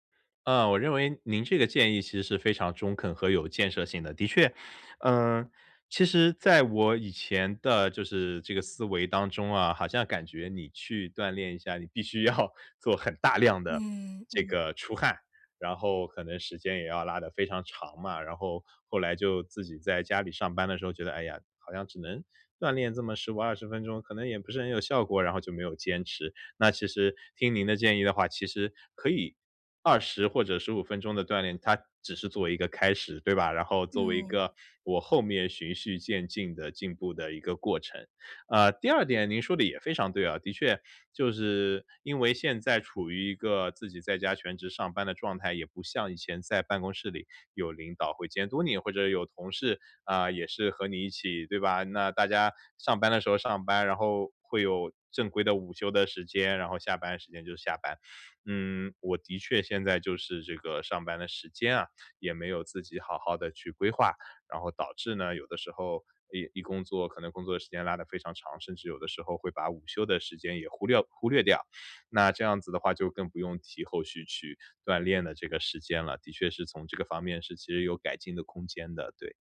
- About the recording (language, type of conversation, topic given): Chinese, advice, 如何持续保持对爱好的动力？
- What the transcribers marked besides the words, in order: laughing while speaking: "要"